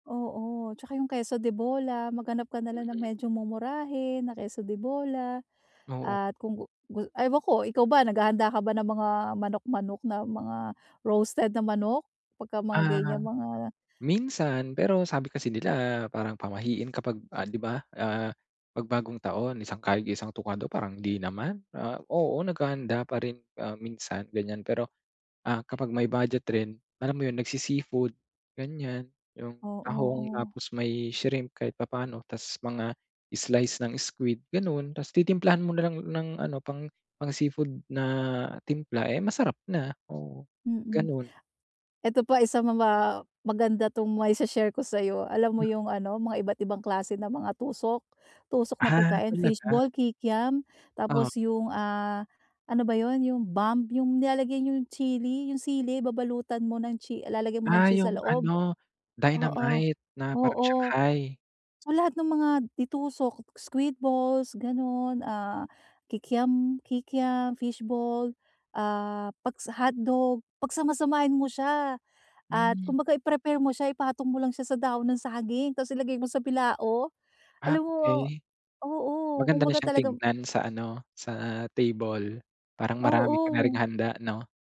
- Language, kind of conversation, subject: Filipino, advice, Paano ako makakapagbadyet para sa pamimili nang epektibo?
- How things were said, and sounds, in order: in English: "roasted"